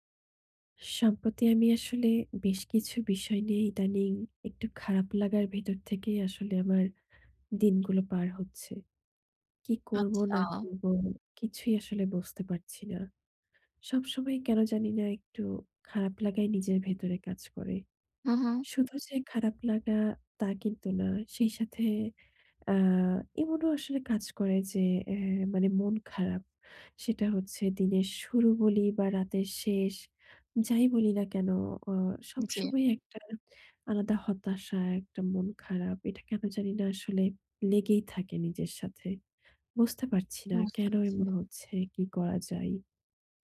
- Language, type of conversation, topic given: Bengali, advice, কেনাকাটায় বাজেট ছাড়িয়ে যাওয়া বন্ধ করতে আমি কীভাবে সঠিকভাবে বাজেট পরিকল্পনা করতে পারি?
- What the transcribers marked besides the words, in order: other background noise; tapping